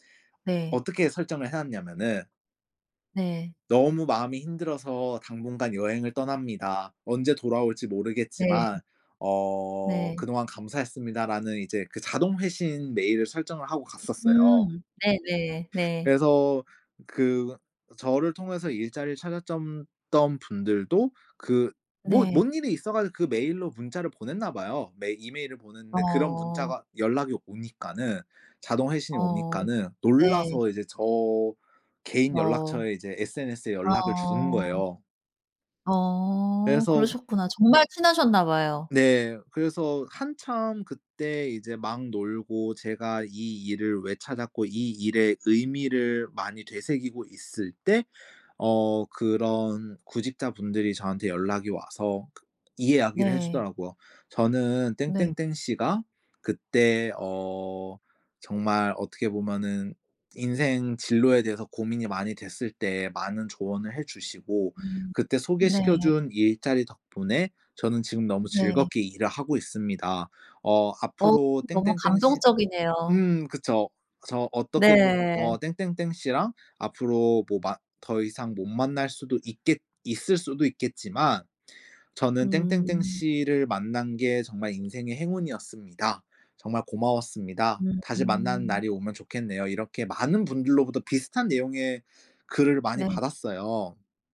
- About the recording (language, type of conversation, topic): Korean, podcast, 번아웃을 겪은 뒤 업무에 복귀할 때 도움이 되는 팁이 있을까요?
- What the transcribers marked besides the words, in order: swallow; other background noise